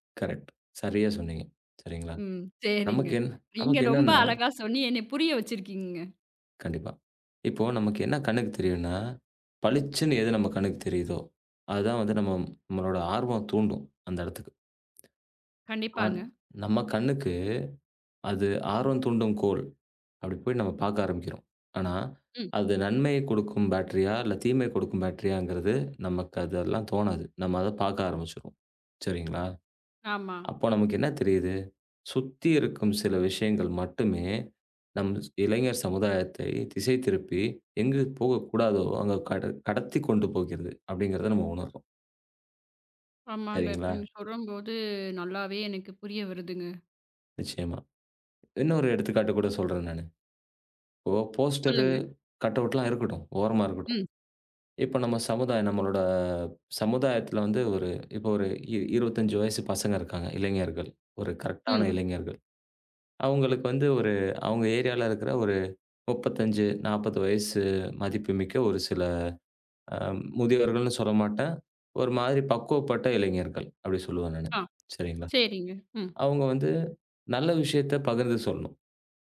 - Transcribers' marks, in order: in English: "கரெக்ட்"; laughing while speaking: "ம் சரிங்க. நீங்க ரொம்ப அழகா சொல்லி என்னையப் புரிய வச்சிருக்கீங்க"; in English: "பேட்டரியா?"; in English: "பேட்டரியா?"; in English: "போஸ்டர் கட் அவுட்லாம்"; drawn out: "நம்மளோட"; in English: "கரெக்டான"
- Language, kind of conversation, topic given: Tamil, podcast, இளைஞர்களை சமுதாயத்தில் ஈடுபடுத்த என்ன செய்யலாம்?
- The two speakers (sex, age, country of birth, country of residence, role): female, 35-39, India, India, host; male, 35-39, India, Finland, guest